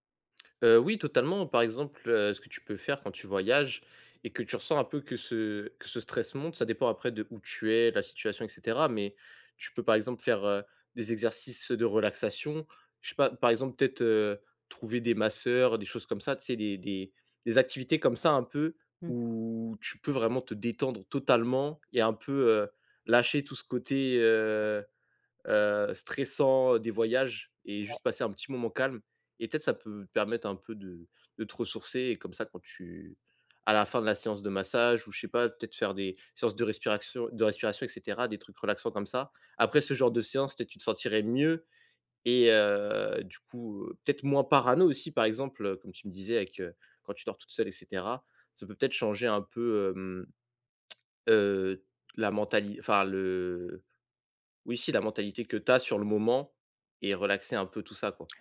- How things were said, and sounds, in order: "respiration" said as "respiraction"
- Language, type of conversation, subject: French, advice, Comment puis-je réduire mon anxiété liée aux voyages ?
- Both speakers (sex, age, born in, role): female, 45-49, France, user; male, 20-24, France, advisor